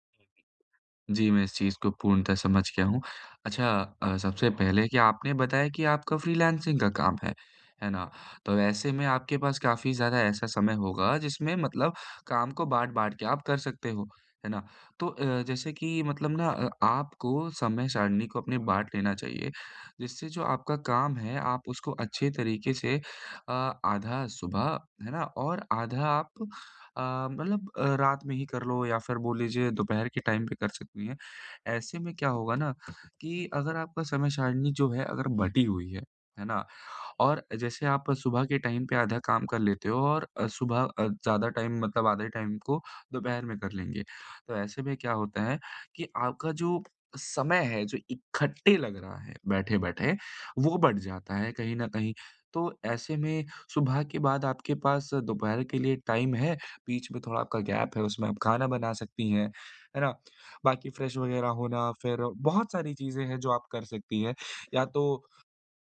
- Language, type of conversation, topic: Hindi, advice, मैं लंबे समय तक बैठा रहता हूँ—मैं अपनी रोज़मर्रा की दिनचर्या में गतिविधि कैसे बढ़ाऊँ?
- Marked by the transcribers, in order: in English: "टाइम"; tapping; in English: "टाइम"; in English: "टाइम"; in English: "टाइम"; in English: "टाइम"; in English: "गैप"; in English: "फ्रेश"